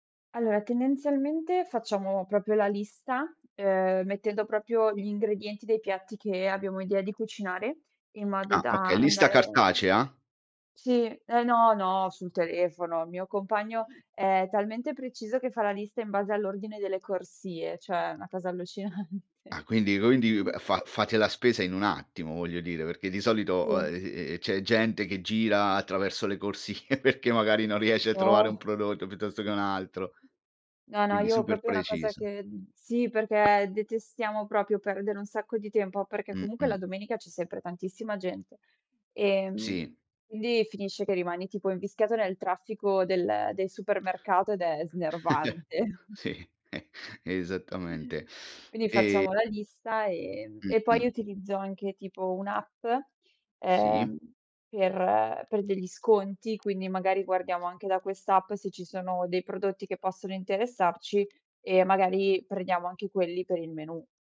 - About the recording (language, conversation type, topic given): Italian, podcast, Come organizzi la spesa per ridurre sprechi e imballaggi?
- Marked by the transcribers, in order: "proprio" said as "propio"; other background noise; "proprio" said as "propio"; "cioè" said as "ceh"; laughing while speaking: "allucinante"; laughing while speaking: "corsie"; "proprio" said as "propio"; tapping; "proprio" said as "propio"; chuckle; laughing while speaking: "snervante"; "Quindi" said as "quidi"